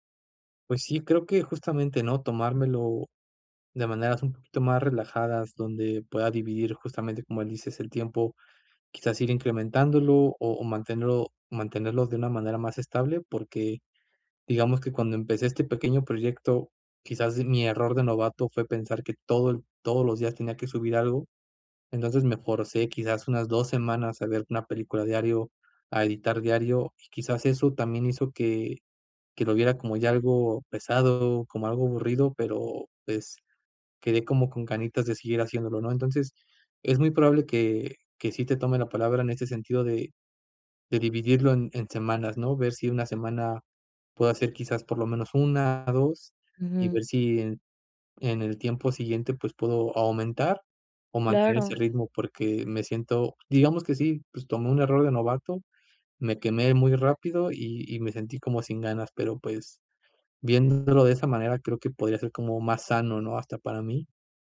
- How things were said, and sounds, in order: none
- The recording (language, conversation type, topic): Spanish, advice, ¿Cómo puedo encontrar inspiración constante para mantener una práctica creativa?